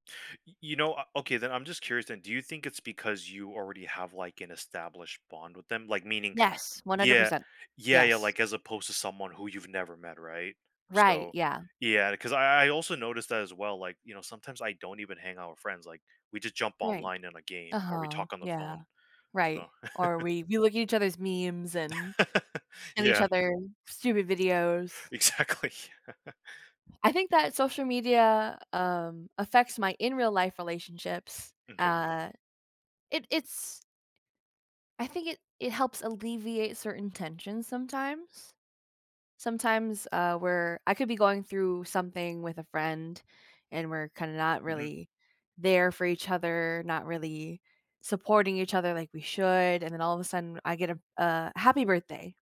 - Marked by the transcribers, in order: other background noise; chuckle; laugh; laughing while speaking: "Exactly"; laugh; tapping
- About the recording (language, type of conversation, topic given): English, unstructured, How has social media changed the way we connect with others?
- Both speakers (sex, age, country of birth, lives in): female, 25-29, United States, United States; male, 35-39, United States, United States